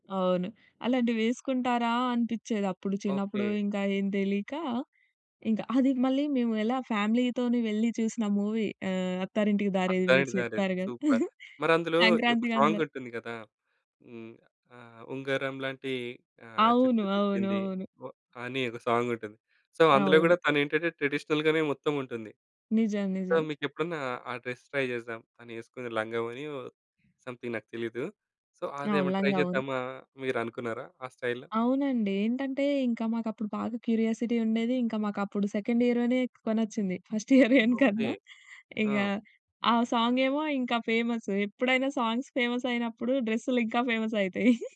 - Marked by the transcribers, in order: in English: "ఫ్యామిలీ‌తోని"; in English: "మూవీ"; in English: "సూపర్"; tapping; giggle; in English: "సాంగ్"; singing: "ఉంగరం లాంటి ఆహ్, జుట్టు తిప్పింది"; in English: "సాంగ్"; in English: "సో"; in English: "ట్రెడిషనల్"; in English: "సో"; in English: "డ్రెస్ ట్రై"; other background noise; in English: "సమ్‌థింగ్"; in English: "సో"; in English: "ట్రై"; in English: "స్టైల్‌లో?"; in English: "క్యూరియాసిటీ"; in English: "సెకండ్"; in English: "ఫస్ట్ ఇయర్"; giggle; in English: "సాంగ్"; in English: "సాంగ్స్ ఫేమస్"; in English: "ఫేమస్"; chuckle
- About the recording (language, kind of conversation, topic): Telugu, podcast, సినిమా లేదా సీరియల్ స్టైల్ నిన్ను ఎంత ప్రభావితం చేసింది?